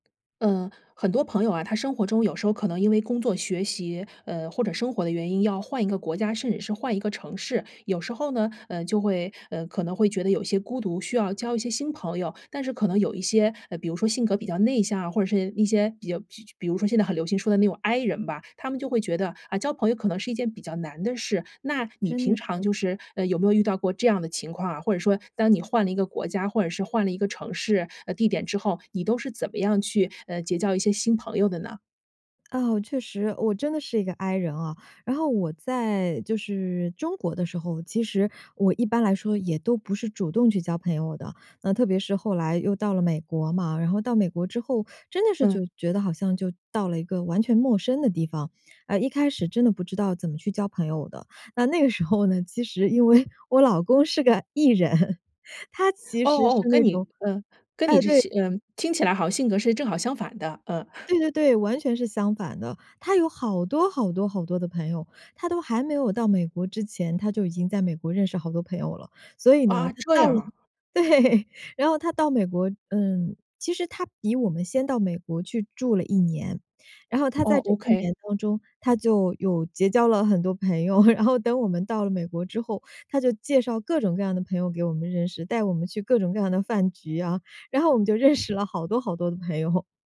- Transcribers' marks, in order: other background noise; laughing while speaking: "那个时候呢，其实因为我老公是个E人"; chuckle; chuckle; laughing while speaking: "对"; tapping; chuckle; laughing while speaking: "认识了"
- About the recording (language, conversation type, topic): Chinese, podcast, 换到新城市后，你如何重新结交朋友？